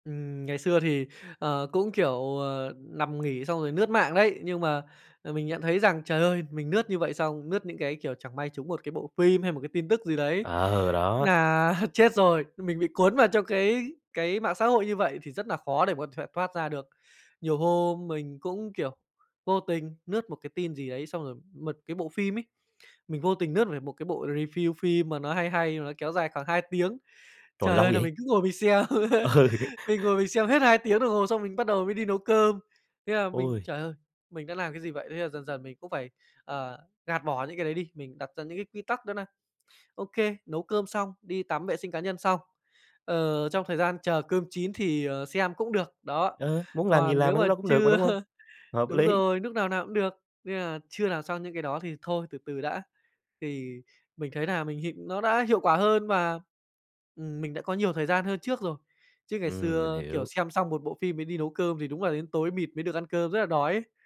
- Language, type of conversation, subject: Vietnamese, podcast, Bạn thường làm gì đầu tiên ngay khi vừa bước vào nhà?
- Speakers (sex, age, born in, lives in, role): male, 20-24, Vietnam, Vietnam, host; male, 25-29, Vietnam, Japan, guest
- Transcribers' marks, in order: "lướt" said as "nướt"; "lướt" said as "nướt"; "lướt" said as "nướt"; chuckle; "lướt" said as "nướt"; "lướt" said as "nướt"; in English: "review"; tapping; laugh; laughing while speaking: "Ừ"; chuckle; laughing while speaking: "chưa"; laughing while speaking: "lý"